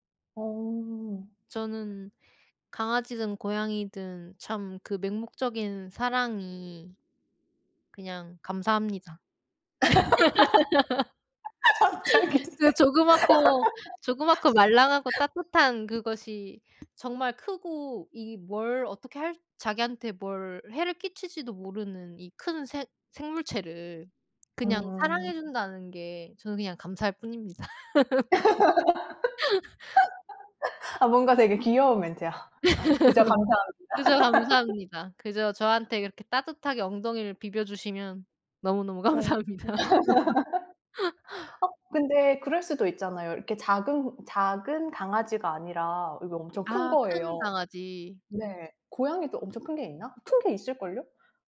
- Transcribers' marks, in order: other background noise; laugh; laughing while speaking: "갑자기"; laugh; laugh; laughing while speaking: "뿐입니다"; laugh; laugh; laugh; laughing while speaking: "감사합니다"; laugh
- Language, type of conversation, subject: Korean, unstructured, 고양이와 강아지 중 어떤 반려동물이 더 사랑스럽다고 생각하시나요?